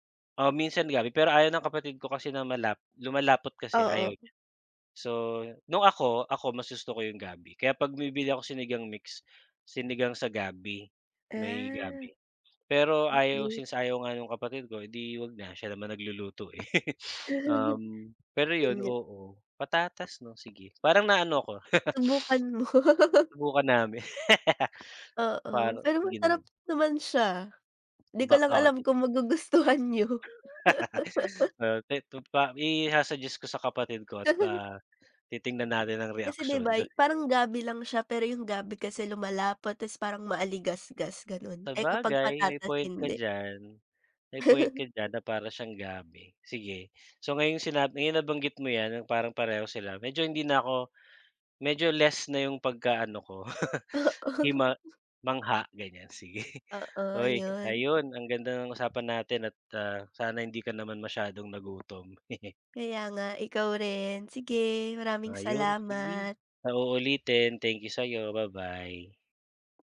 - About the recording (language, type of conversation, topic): Filipino, unstructured, Ano ang unang pagkaing natutunan mong lutuin?
- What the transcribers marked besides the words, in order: chuckle; laugh; sniff; tapping; laughing while speaking: "mo"; laugh; sniff; laugh; laughing while speaking: "magugustuhan niyo"; laugh; chuckle; "maligasgas" said as "maaligasgas"; chuckle; laughing while speaking: "Oo"; chuckle; laughing while speaking: "sige"; chuckle